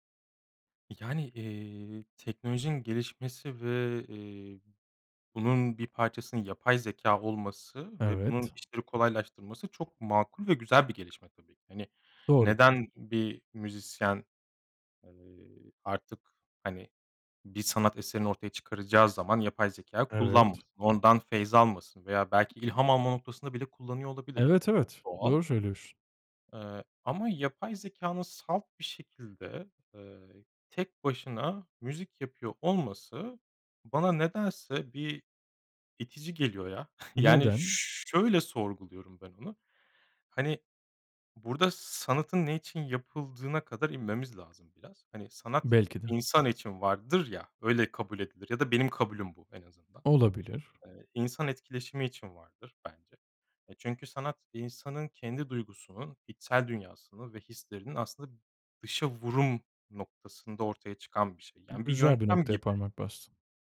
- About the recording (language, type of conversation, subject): Turkish, podcast, Bir şarkıda seni daha çok melodi mi yoksa sözler mi etkiler?
- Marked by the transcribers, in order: other background noise; chuckle